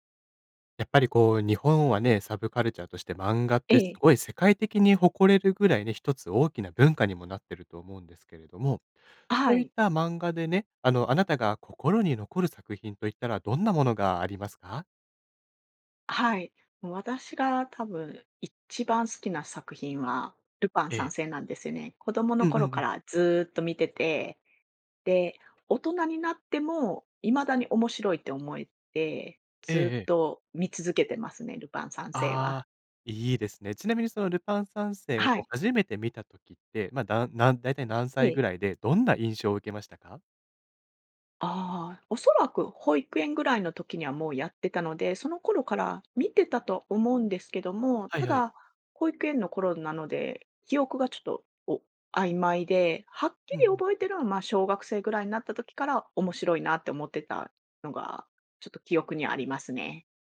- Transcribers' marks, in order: other noise
- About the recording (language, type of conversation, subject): Japanese, podcast, 漫画で心に残っている作品はどれですか？